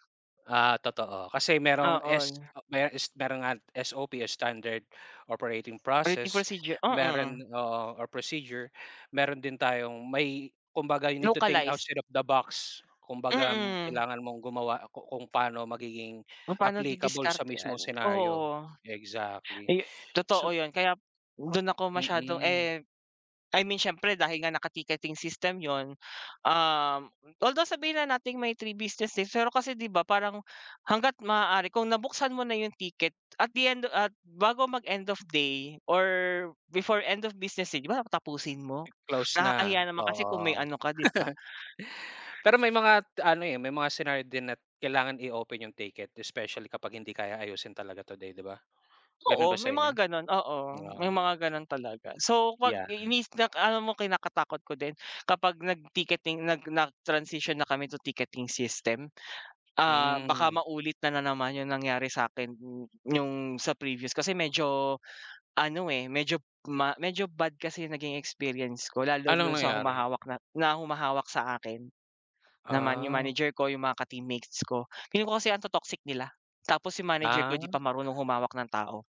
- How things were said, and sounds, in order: in English: "Standard Operating Process"; in English: "you need to think outside of the box"; tapping; laugh; other background noise
- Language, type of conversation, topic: Filipino, unstructured, Paano nakakaapekto ang teknolohiya sa paraan natin ng pagtatrabaho?